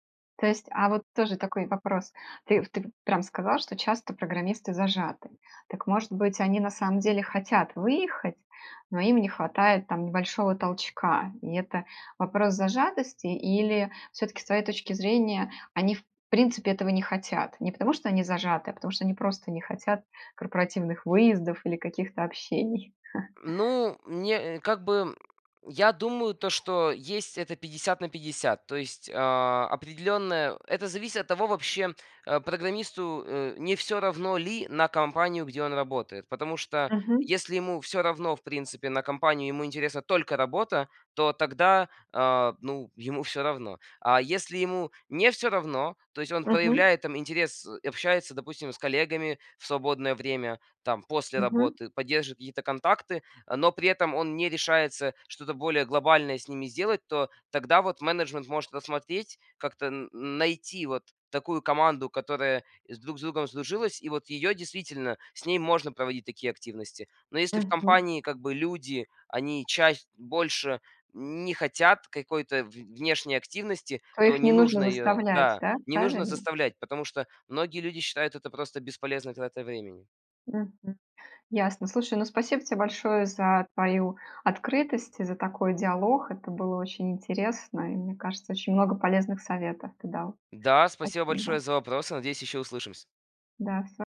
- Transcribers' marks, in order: chuckle; tapping
- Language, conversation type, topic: Russian, podcast, Как не потерять интерес к работе со временем?